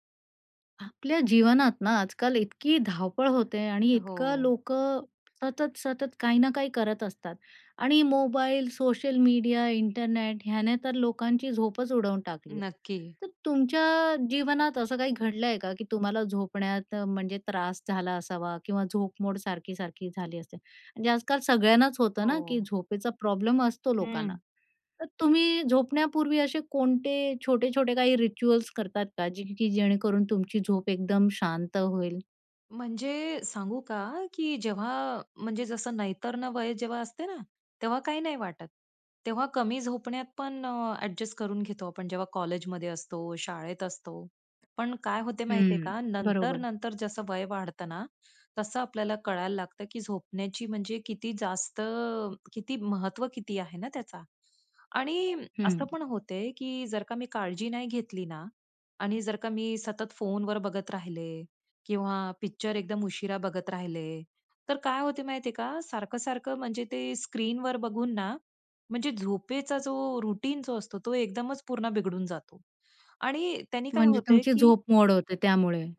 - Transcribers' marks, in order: other noise; tapping; other background noise; in English: "रिच्युअल्स"; in English: "रूटीन"
- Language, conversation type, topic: Marathi, podcast, झोपण्यापूर्वी कोणते छोटे विधी तुम्हाला उपयोगी पडतात?